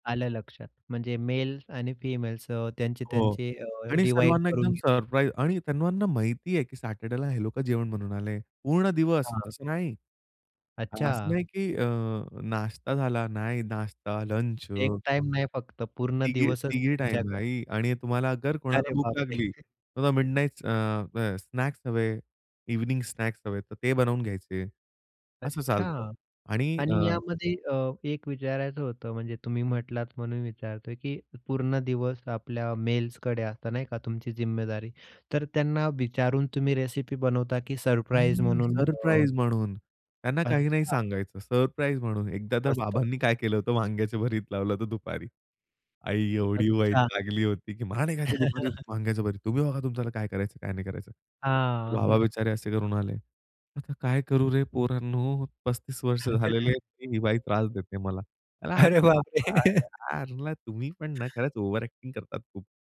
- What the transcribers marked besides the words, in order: in English: "मेल"; in English: "फिमेल्स"; in English: "डिव्हाईड"; "त्यांना" said as "त्यांनांवा"; in English: "सॅटर्डेला"; surprised: "अरे बापरे!"; other background noise; in English: "मिड नाइट्स"; in English: "इव्हनिंग"; in English: "मेल्सकडे"; unintelligible speech; chuckle; chuckle; put-on voice: "आता काय करू रे पोरांनो … त्रास देते मला"; unintelligible speech; laughing while speaking: "अरे बापरे!"; unintelligible speech; chuckle; in English: "ओव्हर अ‍ॅक्टिंग"; chuckle
- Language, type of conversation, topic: Marathi, podcast, कुटुंबाला एकत्र घेऊन बसायला लावणारे तुमच्या घरातले कोणते खास पदार्थ आहेत?